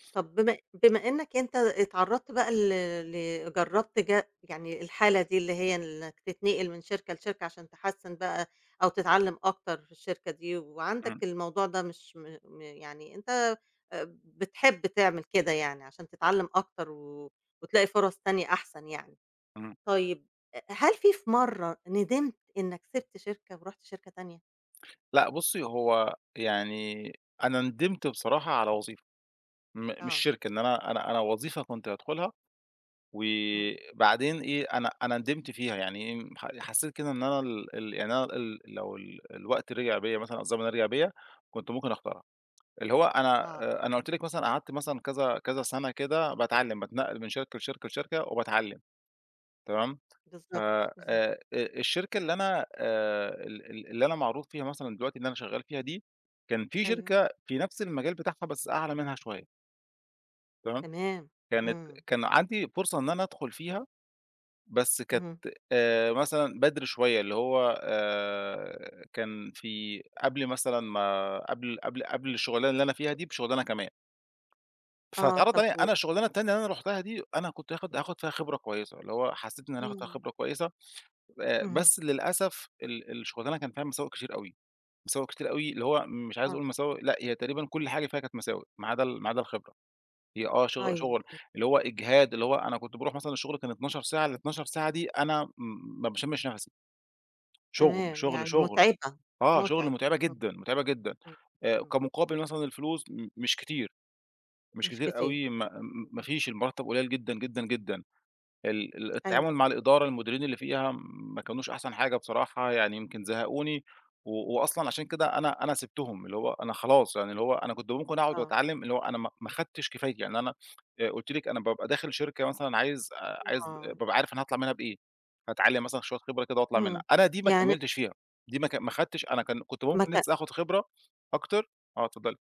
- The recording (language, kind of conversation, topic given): Arabic, podcast, إزاي تختار بين وظيفتين معروضين عليك؟
- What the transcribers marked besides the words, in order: tapping; unintelligible speech; other noise